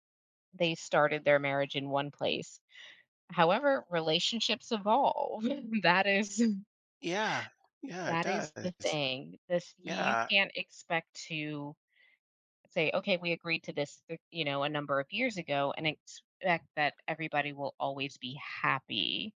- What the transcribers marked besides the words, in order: other background noise; chuckle
- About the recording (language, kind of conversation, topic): English, advice, How can I repair my friendship after a disagreement?
- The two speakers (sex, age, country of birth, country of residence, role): female, 40-44, United States, United States, advisor; male, 55-59, United States, United States, user